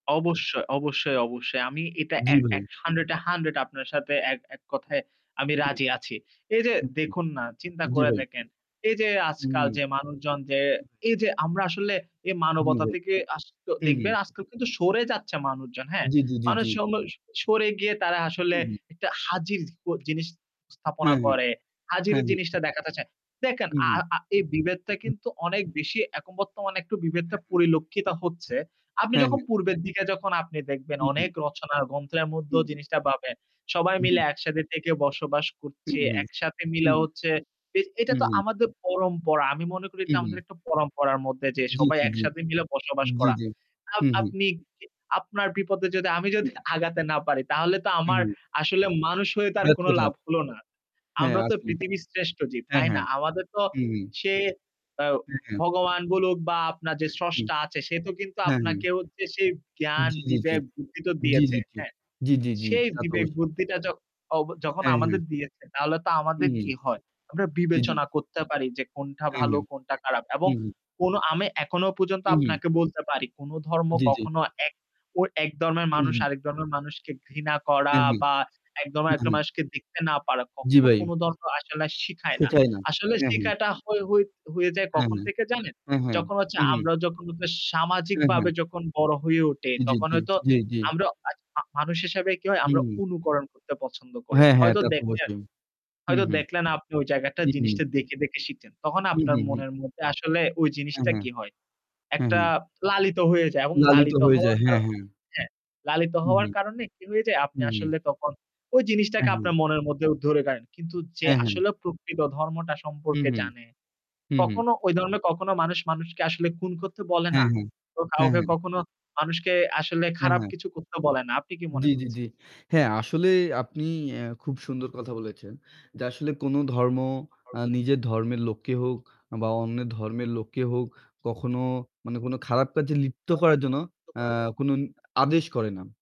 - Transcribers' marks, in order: static; "দেখেন" said as "দেকেন"; distorted speech; "থেকে" said as "তেকে"; other background noise; "দেখেন" said as "দেকেন"; "এখন" said as "একম"; "গ্রন্থের" said as "গন্তয়ার"; "মধ্যেও" said as "মদ্দও"; "থেকে" said as "তেকে"; "করছে" said as "করচে"; "মিলে" said as "মিলা"; "মধ্যে" said as "মদ্দে"; "মিলে" said as "মিলা"; "দিয়েছে" said as "দিয়েচে"; "দিয়েছে" said as "দিয়েচে"; "কোনটা" said as "কণ্ঠা"; "আমি" said as "আমে"; "এখনো" said as "একনো"; "ধর্মের" said as "দরমের"; "ধর্মের" said as "দমের"; "ধর্ম" said as "দরম"; "ভাই" said as "বাই"; "সামাজিকভাবে" said as "সামাজিকবাবে"; "উঠি" said as "উটী"; "নেন" said as "কারেন"; "খুন" said as "কুন"; unintelligible speech; unintelligible speech
- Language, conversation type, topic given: Bengali, unstructured, ধর্মীয় পার্থক্য কি সত্যিই মানুষের মধ্যে সৌহার্দ্য কমিয়ে দেয়?